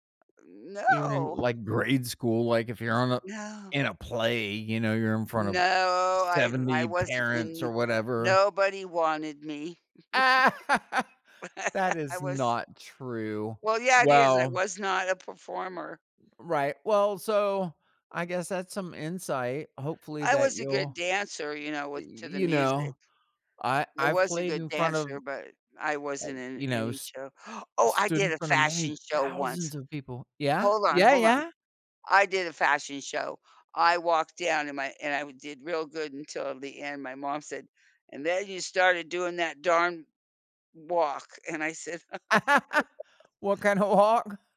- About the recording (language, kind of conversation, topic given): English, unstructured, How has learning a new skill impacted your life?
- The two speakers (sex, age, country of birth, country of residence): female, 75-79, United States, United States; male, 55-59, United States, United States
- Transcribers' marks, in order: stressed: "grade"; drawn out: "No"; laugh; chuckle; stressed: "thousands"; laugh; laughing while speaking: "kinda walk?"; chuckle